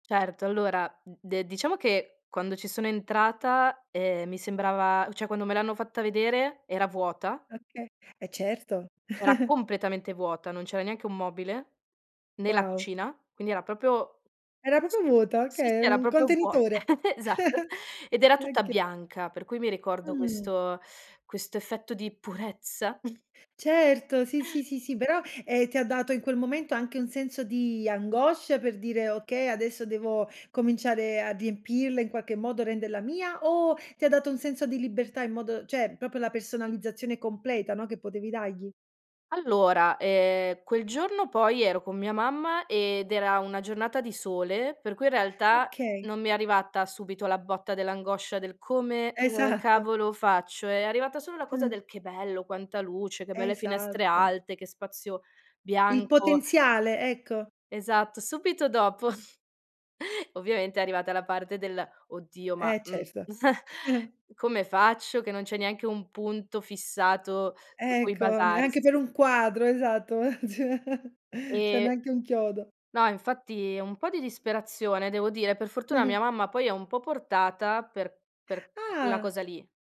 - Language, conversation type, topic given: Italian, podcast, Che cosa rende davvero una casa accogliente per te?
- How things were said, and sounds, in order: "Okay" said as "oka"; chuckle; "proprio" said as "propo"; tapping; "proprio" said as "propio"; giggle; laughing while speaking: "esatto"; chuckle; other background noise; snort; sigh; "riempirla" said as "diempirla"; "cioè" said as "ceh"; "proprio" said as "propio"; laughing while speaking: "Esatto"; giggle; laughing while speaking: "dopo"; giggle; chuckle; laughing while speaking: "Ma ceh"; "cioè" said as "ceh"; "cioè" said as "ceh"; giggle